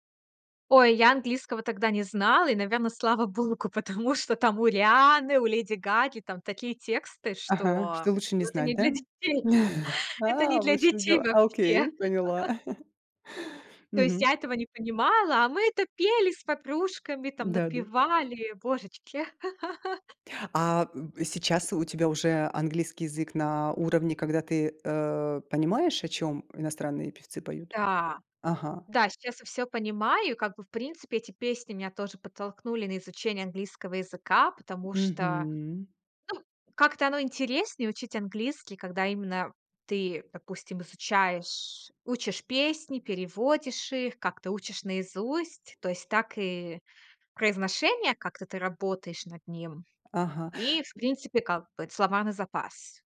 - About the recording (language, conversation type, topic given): Russian, podcast, Как меняются твои музыкальные вкусы с возрастом?
- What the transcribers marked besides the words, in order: laughing while speaking: "потому что"; chuckle; laughing while speaking: "детей"; laugh; chuckle; laugh; other noise; other background noise